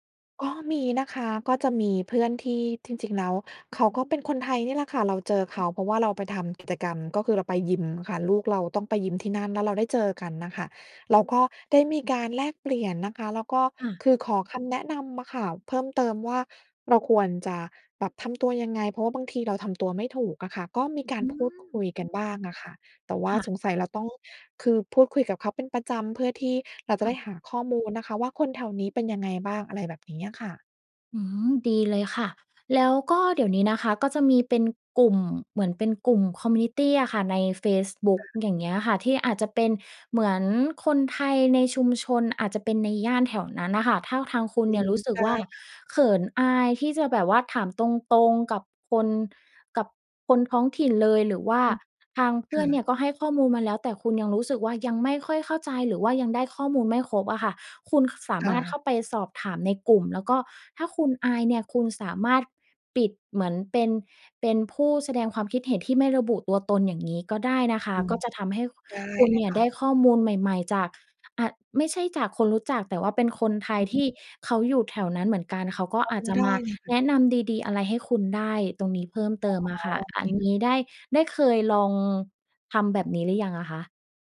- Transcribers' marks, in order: other background noise; tapping; in English: "คอมมิวนิตี้"
- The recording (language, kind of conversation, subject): Thai, advice, คุณรู้สึกวิตกกังวลเวลาเจอคนใหม่ๆ หรืออยู่ในสังคมหรือไม่?